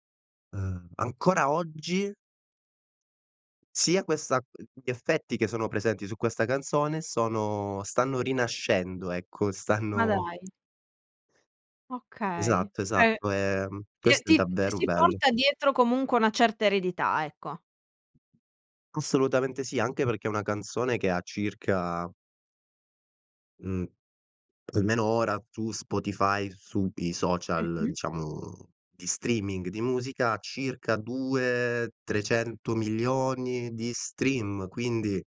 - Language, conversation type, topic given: Italian, podcast, Qual è la canzone che ti ha cambiato la vita?
- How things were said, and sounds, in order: "Cioè" said as "ceh"; other background noise; in English: "stream"